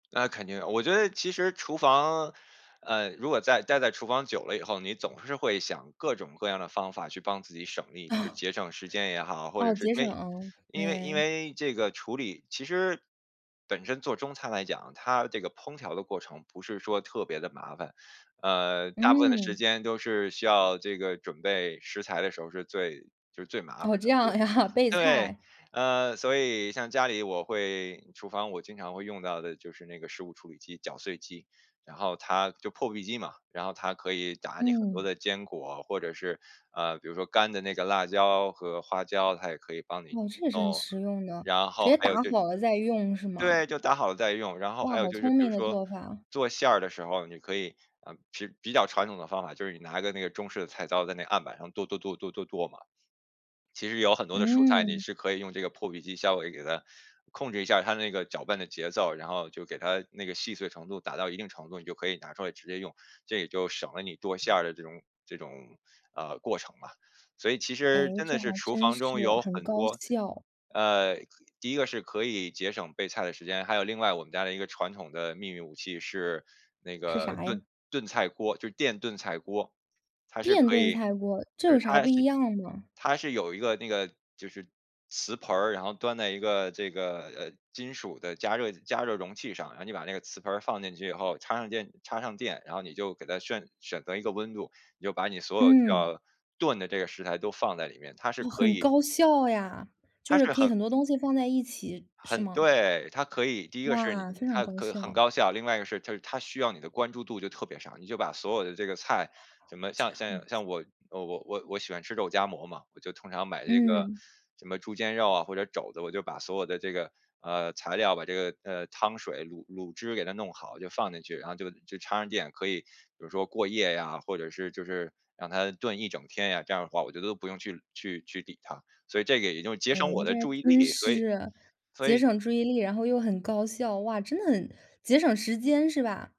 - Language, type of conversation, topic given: Chinese, podcast, 在厨房里，你最喜欢用的三种秘密武器是什么？
- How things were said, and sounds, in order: other background noise; chuckle; laughing while speaking: "这样呀"; tapping